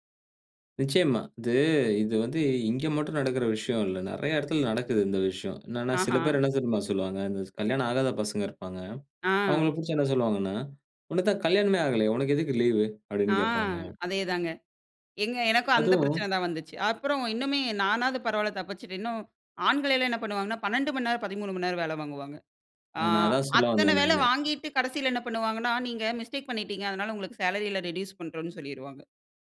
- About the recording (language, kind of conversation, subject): Tamil, podcast, ‘இல்லை’ சொல்ல சிரமமா? அதை எப்படி கற்றுக் கொண்டாய்?
- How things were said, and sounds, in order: other noise; in English: "சேலரில ரெட்யூஸ்"